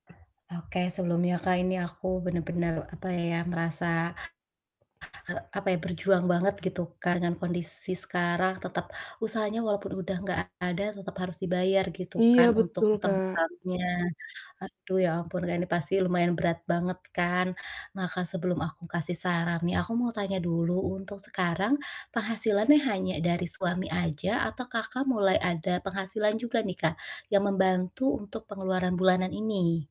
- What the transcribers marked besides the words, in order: other background noise; tapping; static; distorted speech
- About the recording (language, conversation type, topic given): Indonesian, advice, Bagaimana cara mulai mengurangi beban utang tanpa merasa kewalahan setiap bulan?